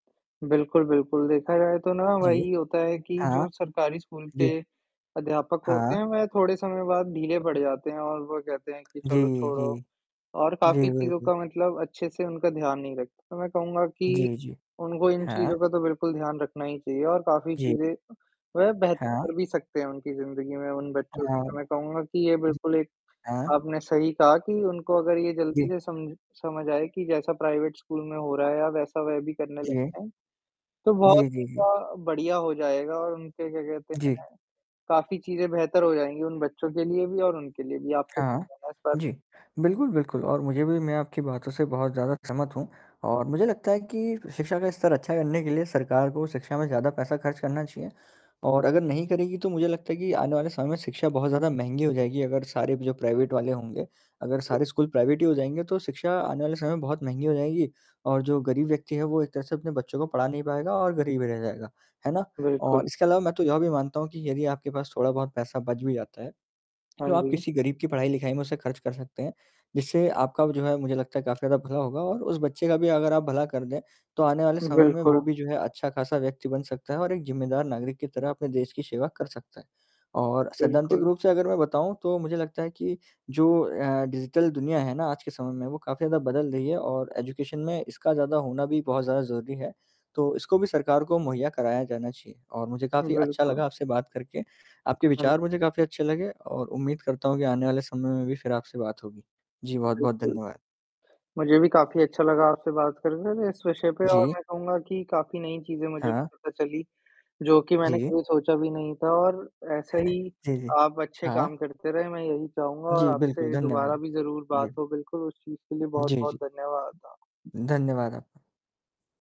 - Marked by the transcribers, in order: static; in English: "प्राइवेट"; distorted speech; tapping; in English: "प्राइवेट"; in English: "प्राइवेट"; in English: "डिजिटल"; in English: "एजुकेशन"; chuckle; other background noise
- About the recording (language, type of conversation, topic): Hindi, unstructured, क्या आपको लगता है कि हर बच्चे को समान शिक्षा के अवसर मिलते हैं, और क्यों?